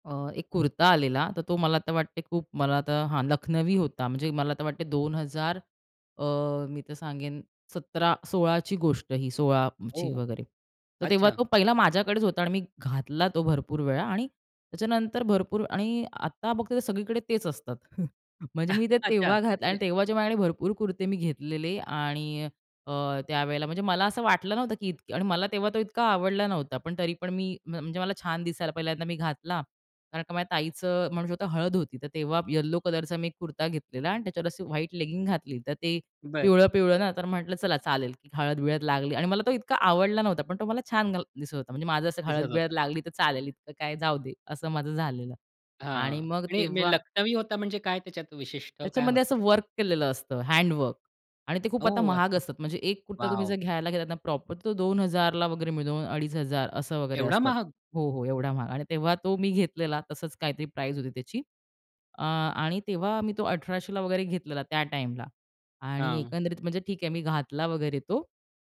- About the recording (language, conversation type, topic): Marathi, podcast, फॅशन ट्रेंड्स पाळणे योग्य की स्वतःचा मार्ग धरावा काय?
- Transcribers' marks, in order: chuckle; chuckle; in English: "लेगिंग"; tapping; other background noise; in English: "प्रॉपर"; surprised: "एवढा महाग?"